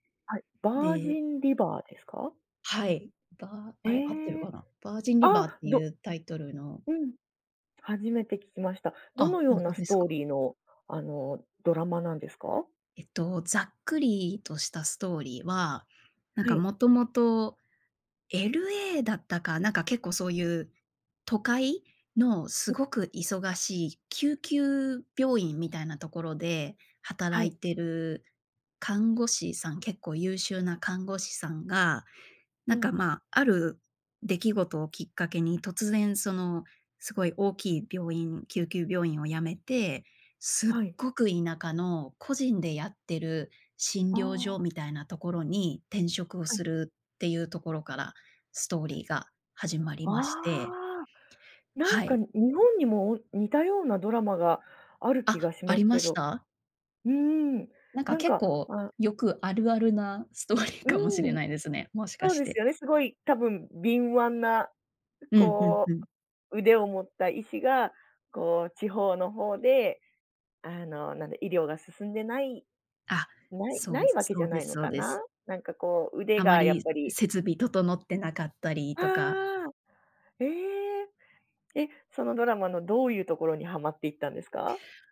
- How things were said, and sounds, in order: in English: "ヴァージンリバー"; in English: "ヴァージンリバー"
- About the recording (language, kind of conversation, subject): Japanese, podcast, 最近ハマっているドラマは、どこが好きですか？